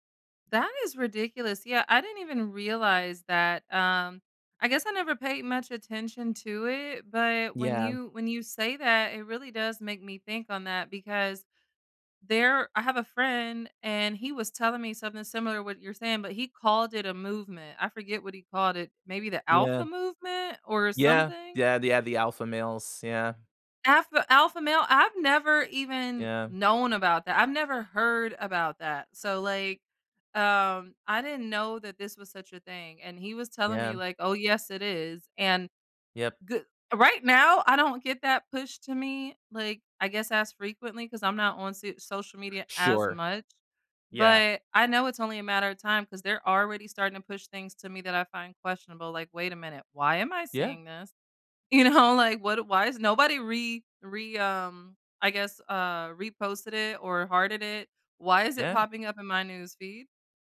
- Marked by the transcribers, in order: stressed: "heard"; laughing while speaking: "You know"
- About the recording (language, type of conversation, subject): English, unstructured, How can I tell I'm holding someone else's expectations, not my own?
- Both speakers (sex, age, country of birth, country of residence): female, 35-39, United States, United States; male, 40-44, United States, United States